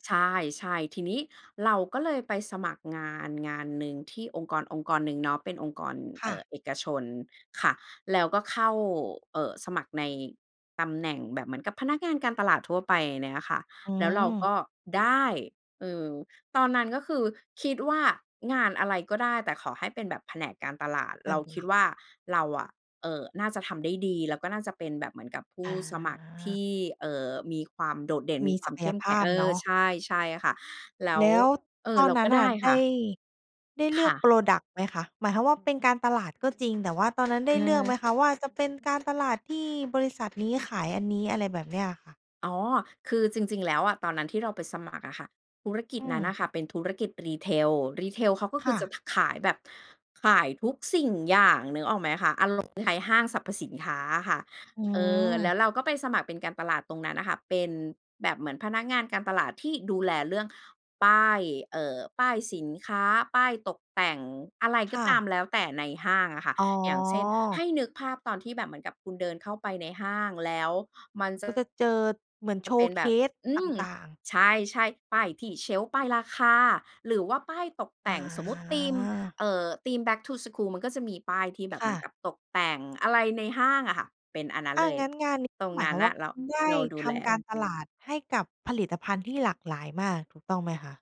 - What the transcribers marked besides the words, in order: in English: "พรอดักต์"; other background noise; in English: "retail retail"; in English: "showcase"; in English: "back to school"
- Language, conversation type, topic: Thai, podcast, เราจะหางานที่เหมาะกับตัวเองได้อย่างไร?